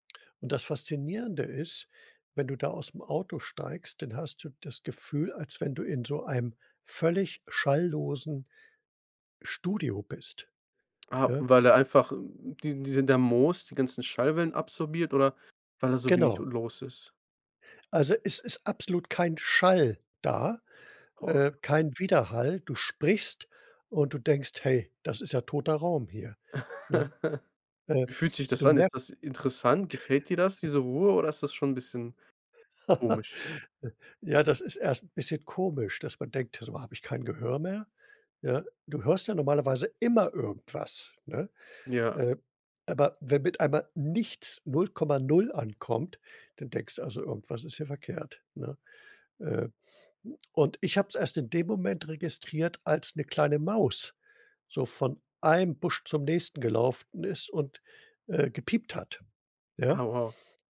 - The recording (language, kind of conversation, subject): German, podcast, Was war die eindrücklichste Landschaft, die du je gesehen hast?
- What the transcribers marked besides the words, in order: other background noise; chuckle; laugh; stressed: "immer"; tapping